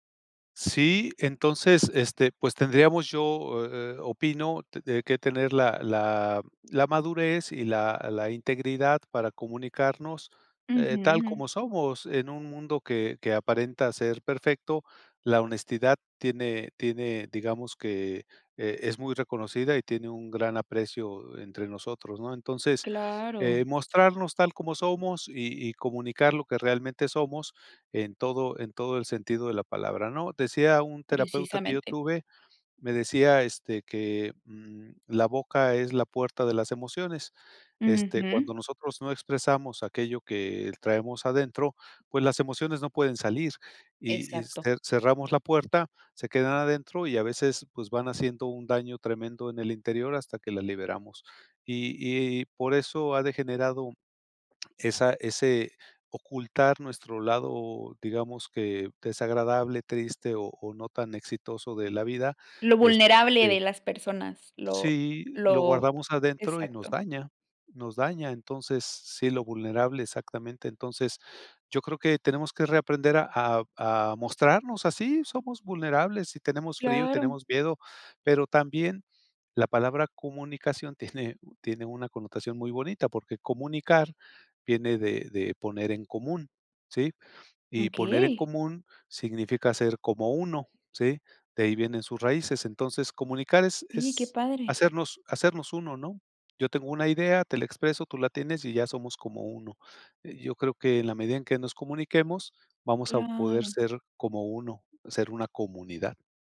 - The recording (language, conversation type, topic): Spanish, podcast, ¿Qué valores consideras esenciales en una comunidad?
- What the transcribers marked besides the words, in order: tapping; other noise